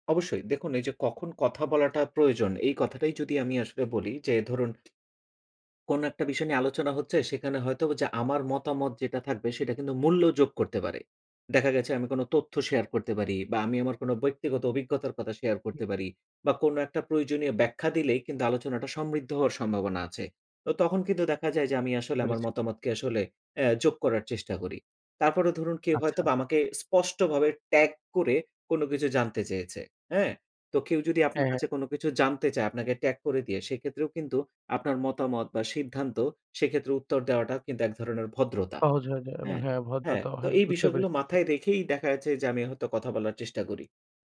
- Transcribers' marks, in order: none
- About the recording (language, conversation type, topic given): Bengali, podcast, গ্রুপ চ্যাটে কখন চুপ থাকবেন, আর কখন কথা বলবেন?